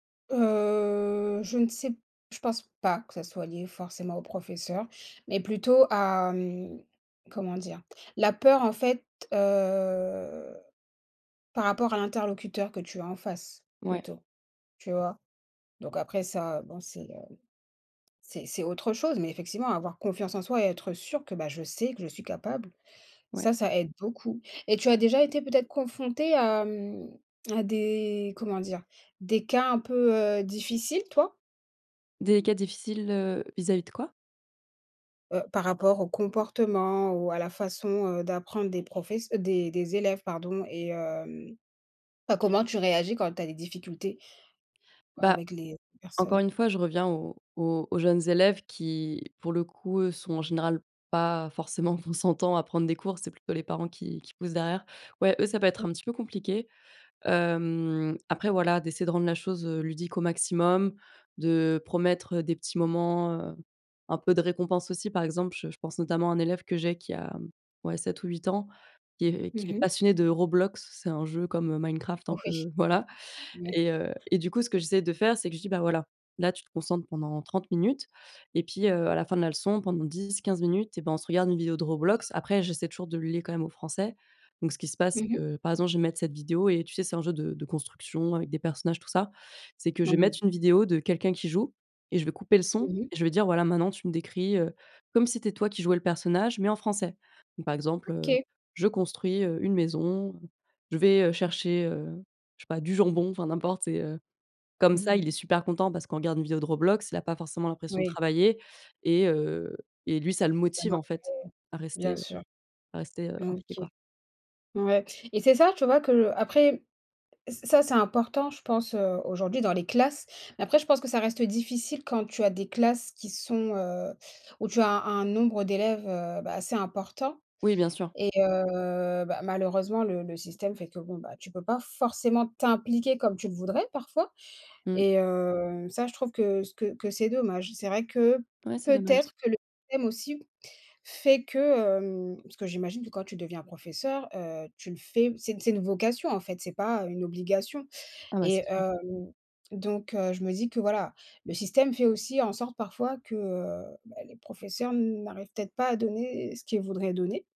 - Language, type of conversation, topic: French, unstructured, Qu’est-ce qui fait un bon professeur, selon toi ?
- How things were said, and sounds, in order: drawn out: "Heu"; stressed: "pas"; drawn out: "heu"; other background noise; laughing while speaking: "Oui"; stressed: "classes"; stressed: "forcément t'impliquer"